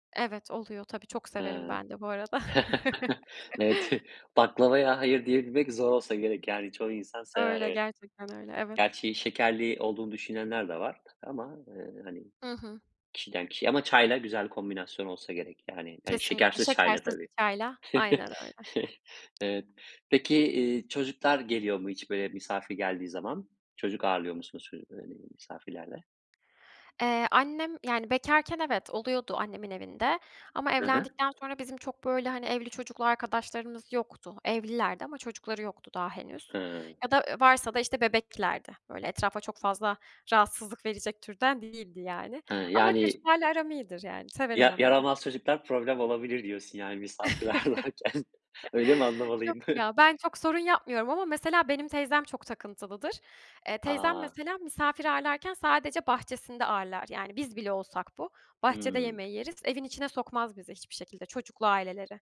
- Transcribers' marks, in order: chuckle; chuckle; other background noise; chuckle; tapping; unintelligible speech; chuckle; laughing while speaking: "varken"; chuckle
- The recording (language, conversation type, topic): Turkish, podcast, Misafir ağırlamayı nasıl planlıyorsun?